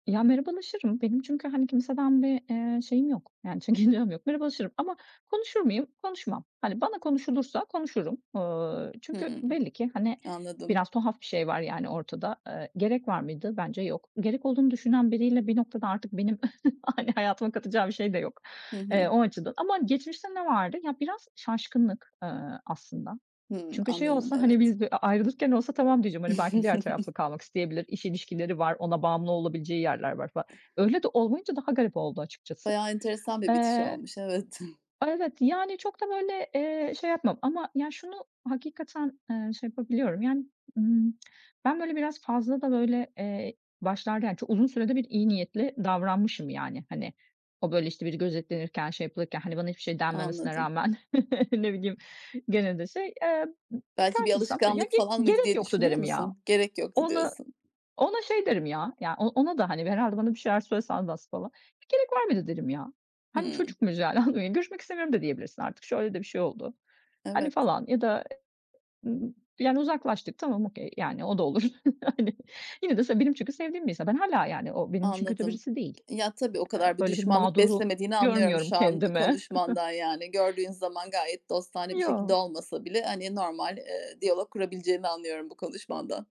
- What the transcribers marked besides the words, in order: tapping; laughing while speaking: "çekincem"; chuckle; laughing while speaking: "hani"; background speech; chuckle; laughing while speaking: "evet"; chuckle; chuckle; other background noise; in English: "okay"; chuckle; chuckle
- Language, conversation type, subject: Turkish, podcast, Bir arkadaşlık bittiğinde bundan ne öğrendin, paylaşır mısın?